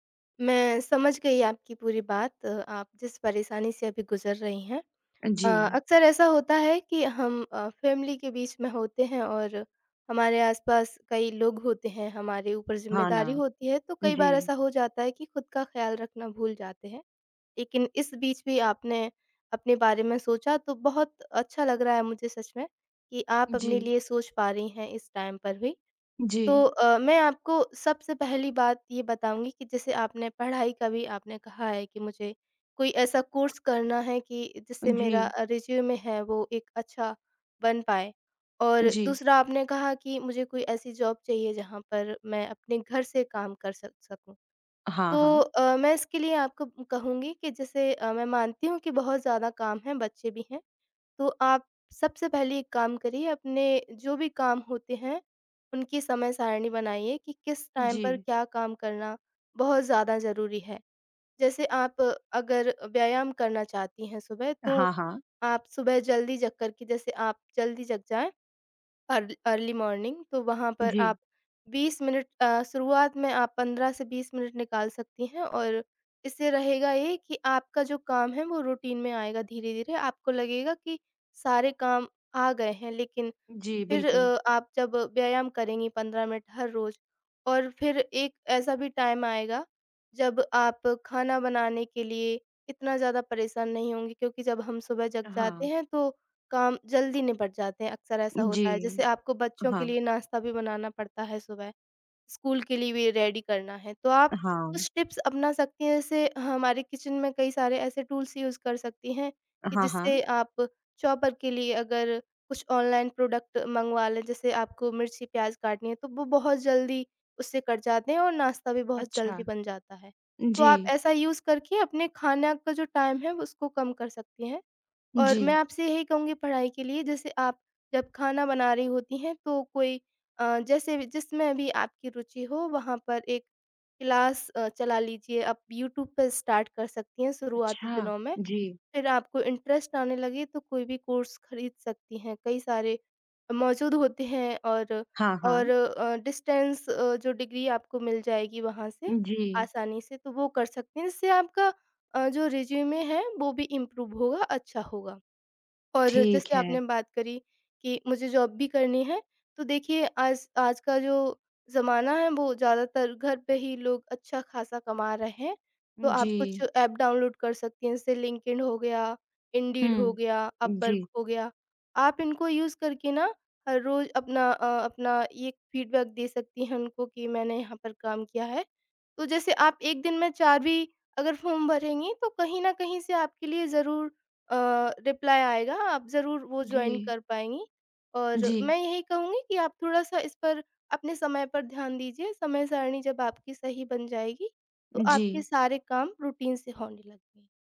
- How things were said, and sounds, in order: in English: "फ़ैमिली"; in English: "टाइम"; in English: "कोर्स"; tapping; in English: "जॉब"; in English: "टाइम"; in English: "अर अर्ली मॉर्निंग"; in English: "रूटीन"; in English: "टाइम"; in English: "रेडी"; in English: "टिप्स"; in English: "किचन"; in English: "टूल्स यूज़"; in English: "प्रोडक्ट"; in English: "यूज़"; in English: "टाइम"; in English: "क्लास"; in English: "स्टार्ट"; in English: "इंटरेस्ट"; in English: "कोर्स"; in English: "डिस्टेंस"; in English: "इम्प्रूव"; in English: "जॉब"; in English: "यूज़"; in English: "फ़ीडबैक"; in English: "फ़ॉर्म"; in English: "रिप्लाई"; in English: "जॉइन"; in English: "रूटीन"
- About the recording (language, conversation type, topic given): Hindi, advice, मैं किसी लक्ष्य के लिए लंबे समय तक प्रेरित कैसे रहूँ?